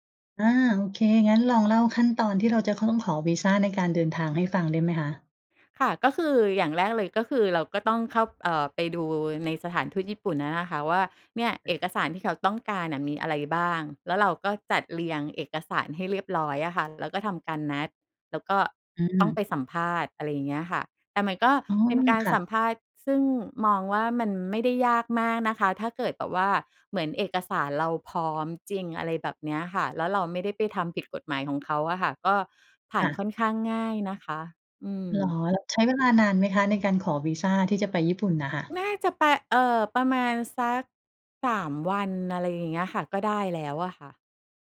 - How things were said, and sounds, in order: other background noise
- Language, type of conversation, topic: Thai, podcast, คุณควรเริ่มวางแผนทริปเที่ยวคนเดียวยังไงก่อนออกเดินทางจริง?